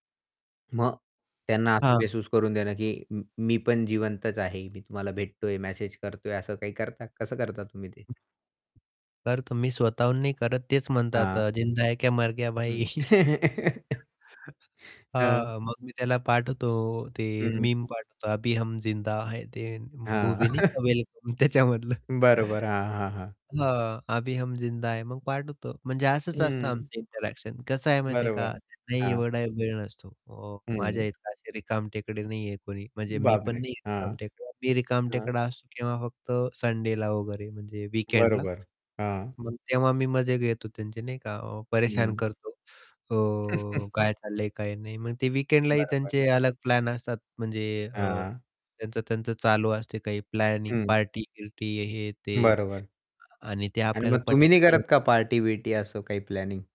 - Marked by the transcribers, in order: static; other noise; in Hindi: "जिंदा है क्या मर गया भाई?"; chuckle; distorted speech; in Hindi: "अभी हम जिंदा है"; chuckle; laughing while speaking: "त्याच्यामधलं"; in Hindi: "अभी हम जिंदा है"; in English: "इंटरॅक्शन"; in English: "वीकेंडला"; other background noise; chuckle; in English: "वीकेंडलाही"; in English: "प्लॅनिंग"; in English: "प्लॅनिंग?"
- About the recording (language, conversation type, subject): Marathi, podcast, दैनंदिन जीवनात सतत जोडून राहण्याचा दबाव तुम्ही कसा हाताळता?